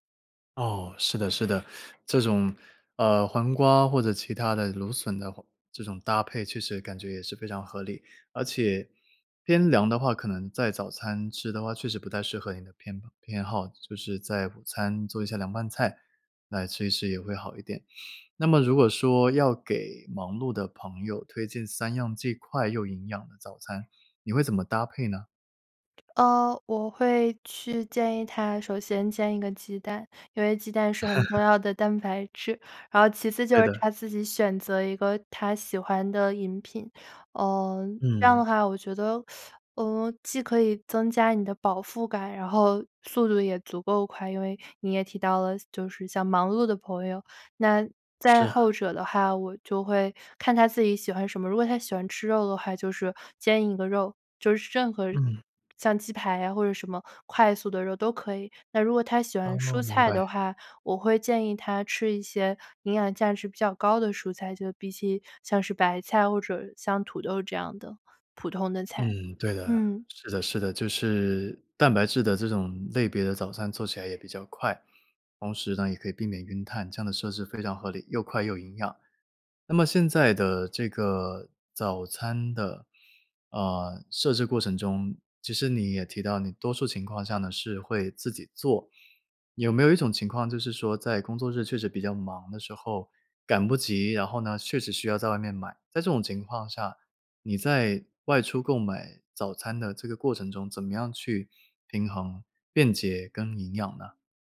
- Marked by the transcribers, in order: other background noise; laugh; teeth sucking
- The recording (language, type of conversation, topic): Chinese, podcast, 你吃早餐时通常有哪些固定的习惯或偏好？